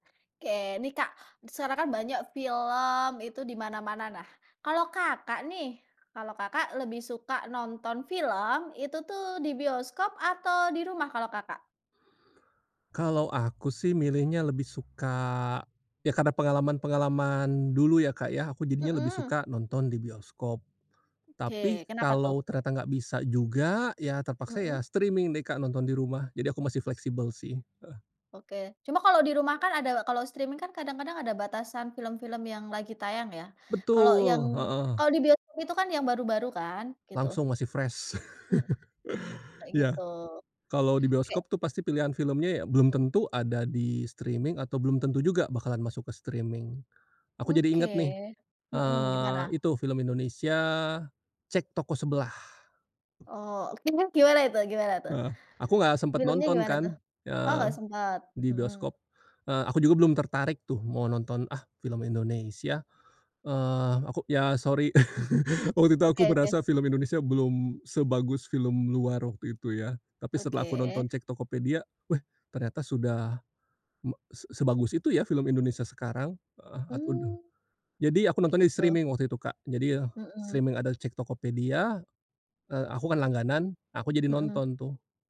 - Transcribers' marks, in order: in English: "streaming"; in English: "streaming"; in English: "fresh"; laugh; in English: "streaming"; in English: "streaming"; tapping; other background noise; laugh; unintelligible speech; in English: "streaming"; in English: "streaming"
- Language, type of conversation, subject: Indonesian, podcast, Menurutmu, apa perbedaan menonton film di bioskop dan di rumah?